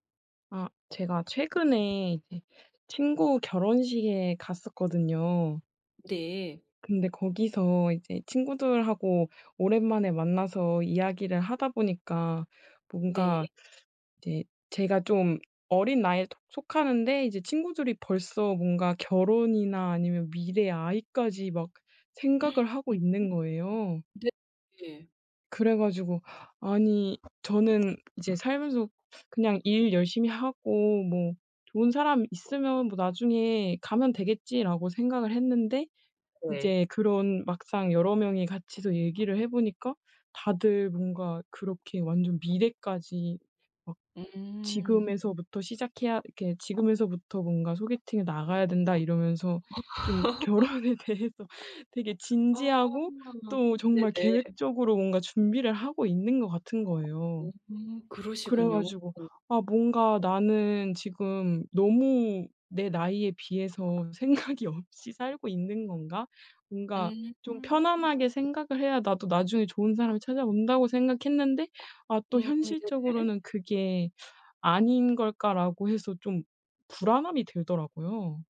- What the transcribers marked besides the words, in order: other background noise; gasp; laugh; laughing while speaking: "결혼에 대해서"; laughing while speaking: "생각이 없이"
- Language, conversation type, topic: Korean, advice, 또래와 비교해서 불안할 때 마음을 안정시키는 방법은 무엇인가요?